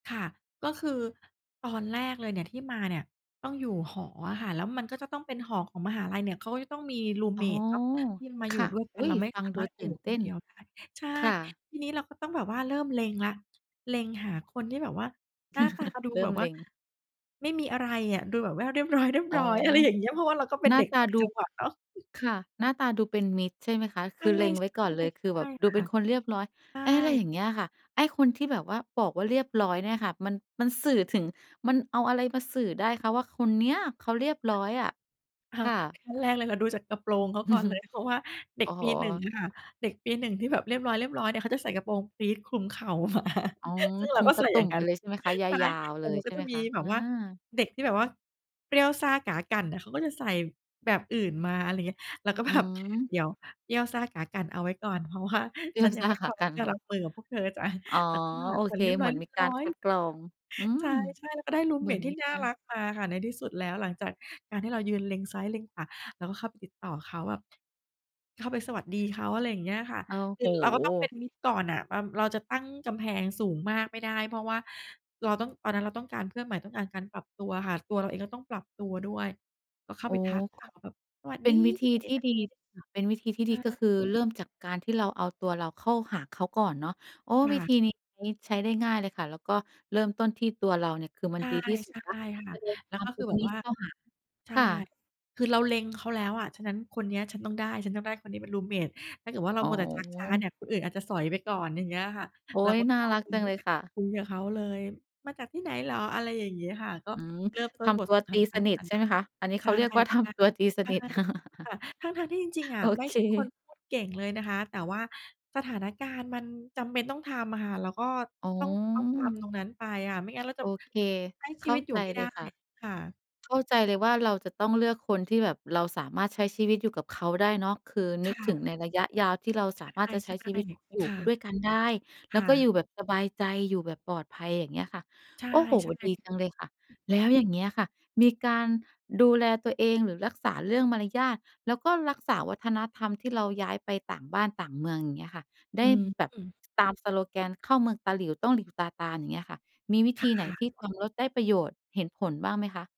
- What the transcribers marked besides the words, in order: chuckle; chuckle; laughing while speaking: "อือฮึ"; laughing while speaking: "มา"; laughing while speaking: "เปรี้ยวซ่าก๋ากั่น"; laughing while speaking: "ใช่ ๆ"; other background noise; unintelligible speech; unintelligible speech; put-on voice: "สวัสดี"; put-on voice: "มาจากที่ไหนเหรอ ?"; laughing while speaking: "ทําตัว"; laugh
- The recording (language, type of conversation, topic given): Thai, podcast, มีคำแนะนำสำหรับคนที่เพิ่งย้ายมาอยู่เมืองใหม่ว่าจะหาเพื่อนได้อย่างไรบ้าง?